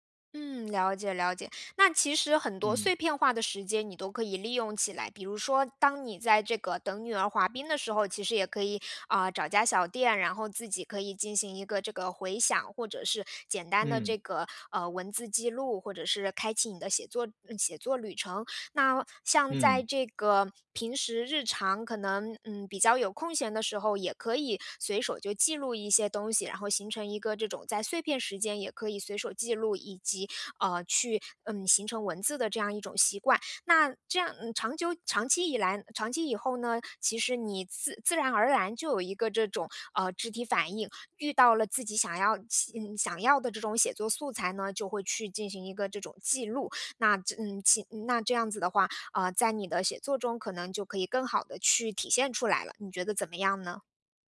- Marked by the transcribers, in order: none
- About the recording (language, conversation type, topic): Chinese, advice, 在忙碌中如何持续记录并养成好习惯？